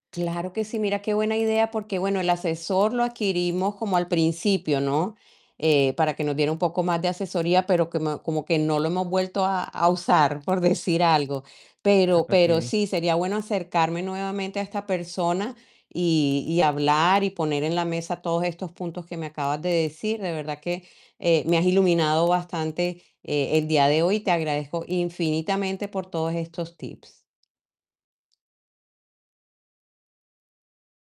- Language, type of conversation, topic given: Spanish, advice, ¿Cómo puedo reevaluar una gran decisión financiera que tomé?
- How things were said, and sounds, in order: static; chuckle